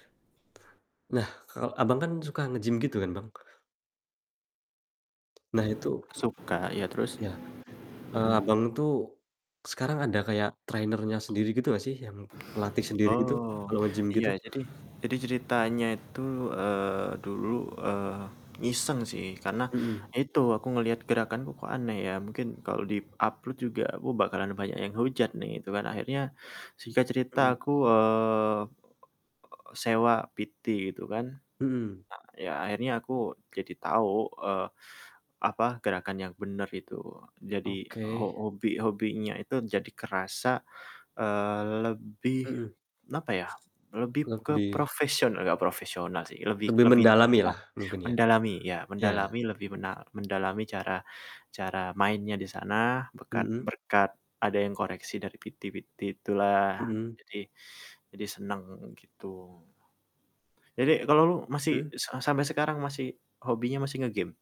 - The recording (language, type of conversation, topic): Indonesian, unstructured, Apa kenangan paling berkesan yang kamu punya dari hobimu?
- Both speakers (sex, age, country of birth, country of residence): male, 25-29, Indonesia, Indonesia; male, 45-49, Indonesia, Indonesia
- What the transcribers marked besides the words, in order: other background noise; tapping; static; in English: "trainer-nya"; in English: "di-upload"; other noise; in English: "PT"; distorted speech; in English: "PT-PT"